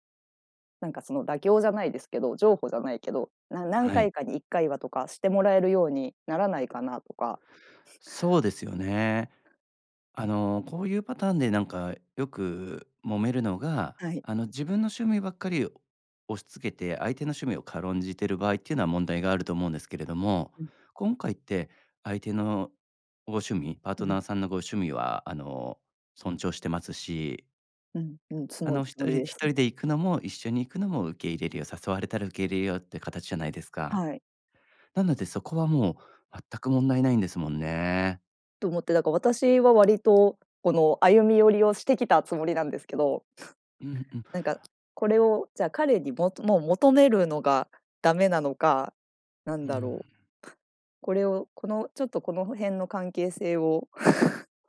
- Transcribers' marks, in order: sniff; chuckle; chuckle; chuckle
- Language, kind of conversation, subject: Japanese, advice, 恋人に自分の趣味や価値観を受け入れてもらえないとき、どうすればいいですか？